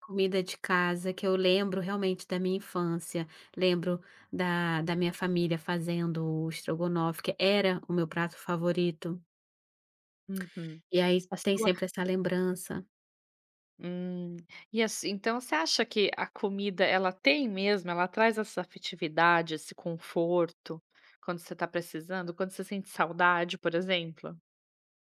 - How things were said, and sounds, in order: other background noise
- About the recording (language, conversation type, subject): Portuguese, podcast, Que comida te conforta num dia ruim?